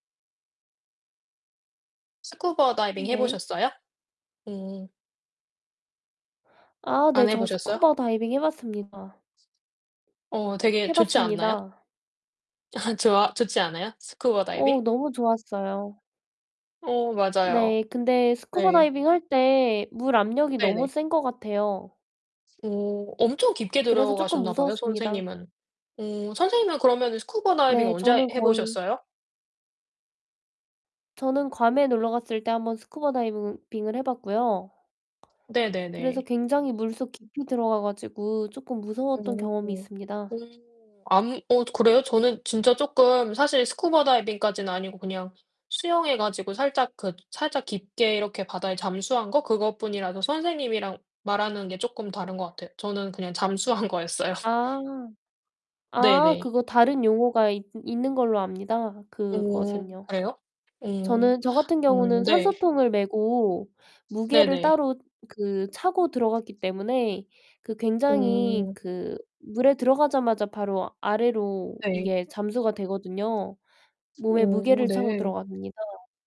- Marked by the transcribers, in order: other background noise; distorted speech; laugh; tapping; laughing while speaking: "잠수한 거였어요"
- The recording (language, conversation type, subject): Korean, unstructured, 사랑하는 사람이 남긴 추억 중에서 가장 소중한 것은 무엇인가요?